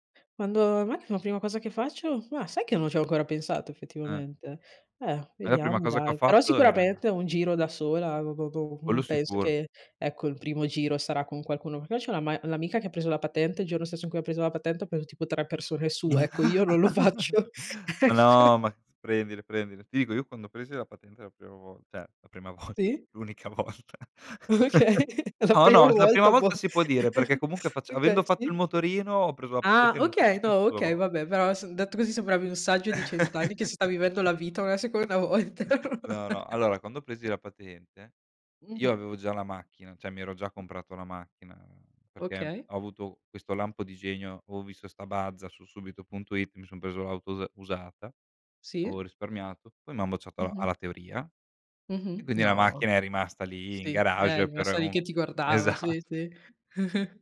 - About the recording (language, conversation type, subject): Italian, unstructured, Come ti piace passare il tempo con i tuoi amici?
- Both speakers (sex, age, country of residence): female, 20-24, Italy; male, 25-29, Italy
- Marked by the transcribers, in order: "sicuramente" said as "sicurapente"; giggle; laughing while speaking: "faccio, ecco"; "cioè" said as "ceh"; laughing while speaking: "l'unica volta"; laughing while speaking: "Okay"; chuckle; laughing while speaking: "okay"; laugh; laugh; other background noise; "Cioè" said as "ceh"; laughing while speaking: "esatt"; chuckle